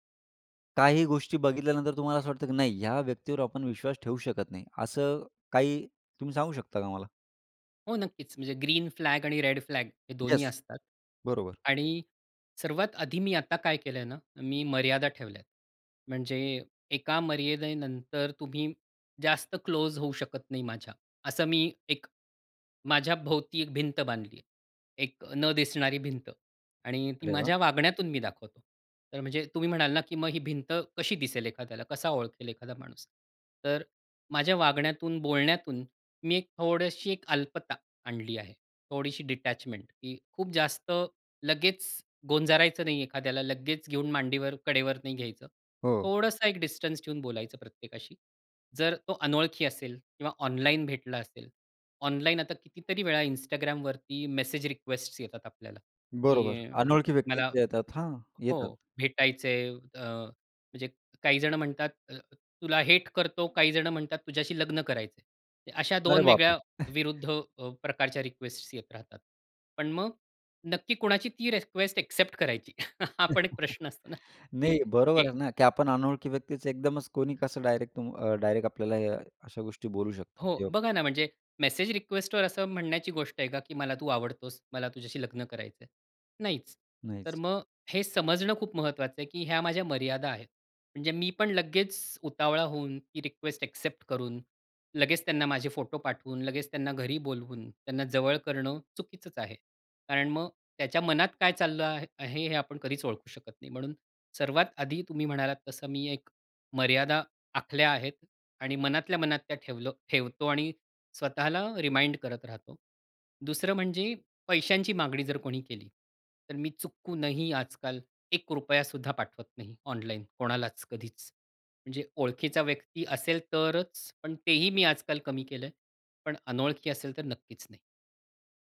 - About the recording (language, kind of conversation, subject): Marathi, podcast, ऑनलाइन ओळखीच्या लोकांवर विश्वास ठेवावा की नाही हे कसे ठरवावे?
- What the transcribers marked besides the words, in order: in English: "ग्रीन फ्लॅग"; in English: "यस"; in English: "रेड फ्लॅग"; in English: "क्लोज"; in English: "डिटॅचमेंट"; in English: "डिस्टन्स"; in English: "रिक्वेस्टस"; in English: "हेट"; chuckle; in English: "रिक्वेस्टस"; in English: "रिक्वेस्ट एक्सेप्ट"; chuckle; laughing while speaking: "हा पण एक प्रश्न असतो ना, की एक"; chuckle; in English: "डायरेक्ट"; in English: "रिक्वेस्टवर"; in English: "रिक्वेस्ट एक्सेप्ट"; in English: "रिमाइंड"